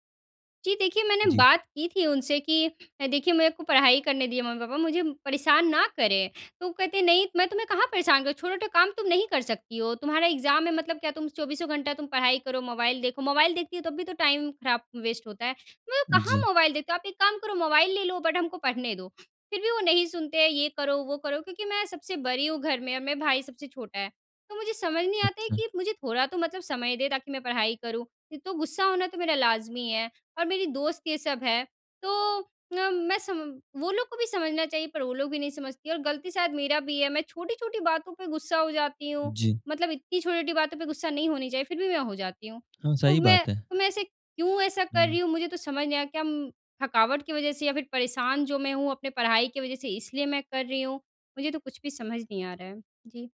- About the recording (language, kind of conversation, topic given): Hindi, advice, मुझे बार-बार छोटी-छोटी बातों पर गुस्सा क्यों आता है और यह कब तथा कैसे होता है?
- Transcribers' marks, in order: in English: "एग्ज़ाम"; in English: "टाइम"; in English: "वेस्ट"; in English: "बट"